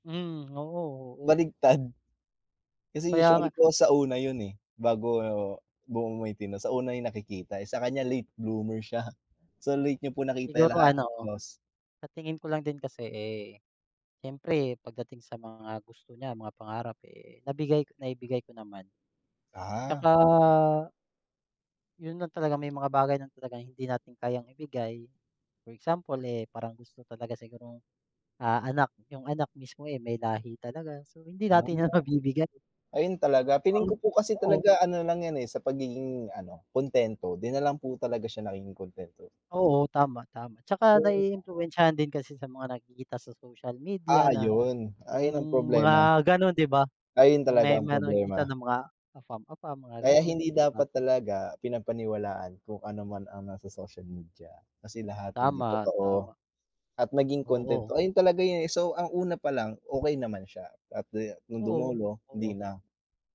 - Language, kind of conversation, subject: Filipino, unstructured, Ano ang nararamdaman mo kapag iniwan ka ng taong mahal mo?
- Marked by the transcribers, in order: other background noise; tapping; unintelligible speech; other noise